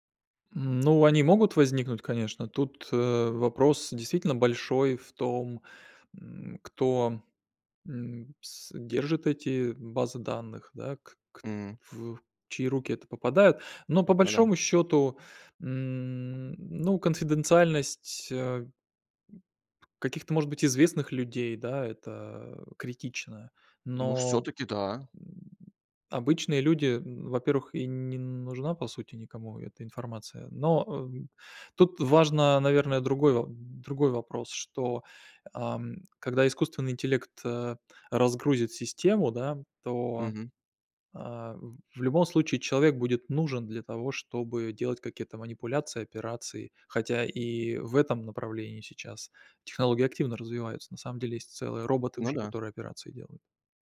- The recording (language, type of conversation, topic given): Russian, podcast, Какие изменения принесут технологии в сфере здоровья и медицины?
- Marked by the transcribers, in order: tapping; other background noise